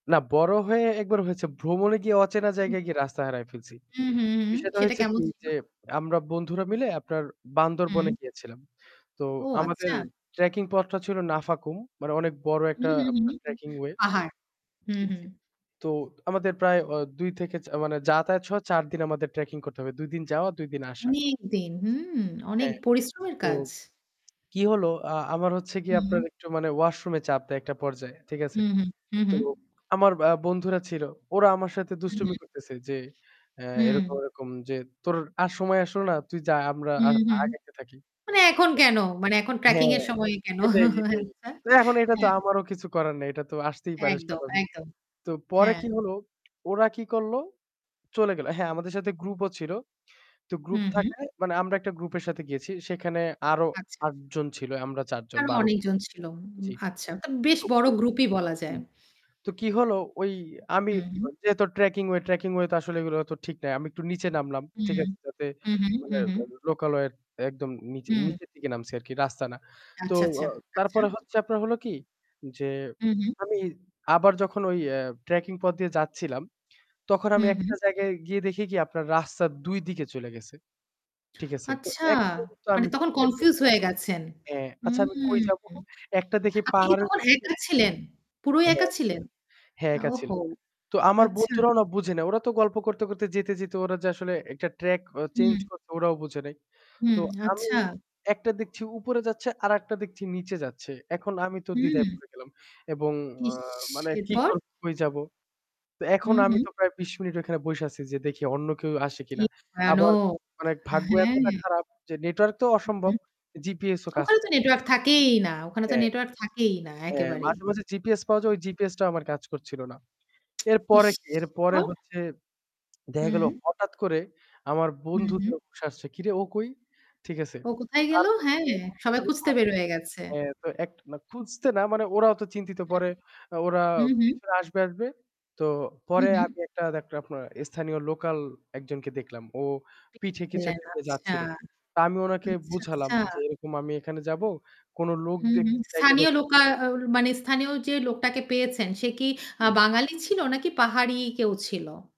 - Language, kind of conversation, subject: Bengali, podcast, কোন দেশ বা শহরের রাস্তায় হারিয়ে যাওয়ার কোনো গল্প আছে কি?
- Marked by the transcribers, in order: static; lip smack; tapping; distorted speech; chuckle; other background noise; drawn out: "হুম"; unintelligible speech; tsk; unintelligible speech